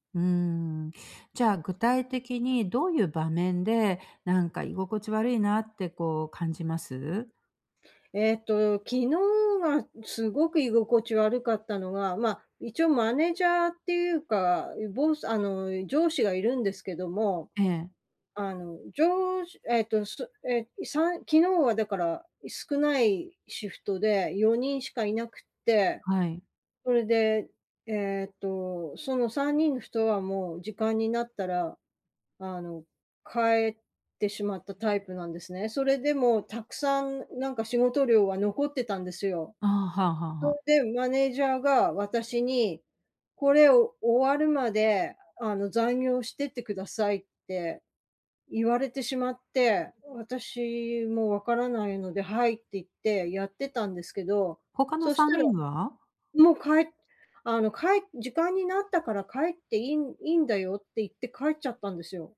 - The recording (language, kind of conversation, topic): Japanese, advice, グループで自分の居場所を見つけるにはどうすればいいですか？
- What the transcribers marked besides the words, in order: in English: "ボス"